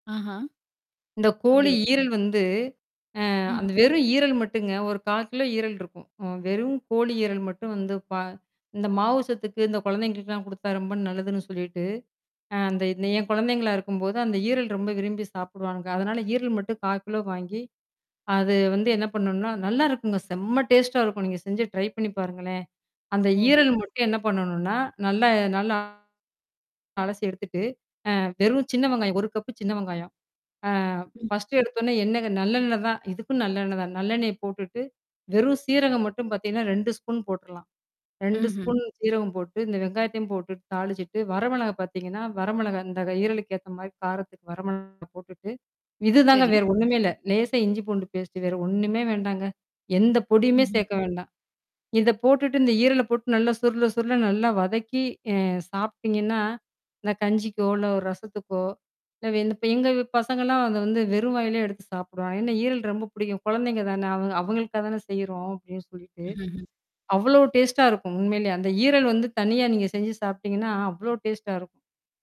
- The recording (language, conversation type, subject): Tamil, podcast, பாரம்பரிய சமையல் குறிப்பை தலைமுறைகள் கடந்து பகிர்ந்து கொண்டதைக் குறித்து ஒரு சின்னக் கதை சொல்ல முடியுமா?
- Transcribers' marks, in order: tapping; in English: "டேஸ்ட்டா"; in English: "ட்ரை"; distorted speech; other background noise; other noise; in English: "டேஸ்ட்டா"; in English: "டேஸ்ட்டா"